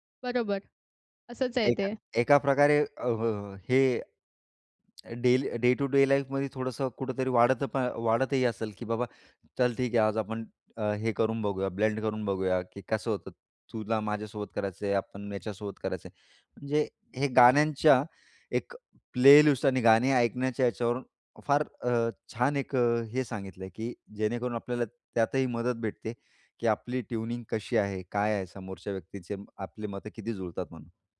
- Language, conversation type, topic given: Marathi, podcast, एकत्र प्लेलिस्ट तयार करताना मतभेद झाले तर तुम्ही काय करता?
- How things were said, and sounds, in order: tapping; in English: "डेली डे टू डे लाईफ"; in English: "ब्लेंड"; in English: "प्लेलिस्ट"; in English: "ट्यूनिंग"